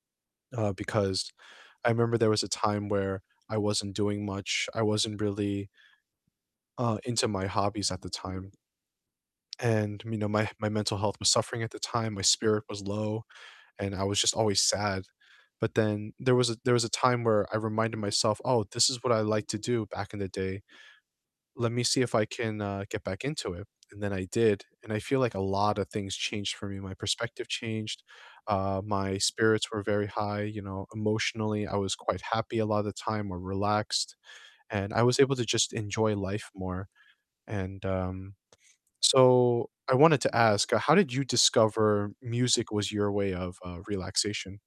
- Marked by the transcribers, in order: other background noise
- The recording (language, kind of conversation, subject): English, unstructured, How do hobbies help you relax after a busy day?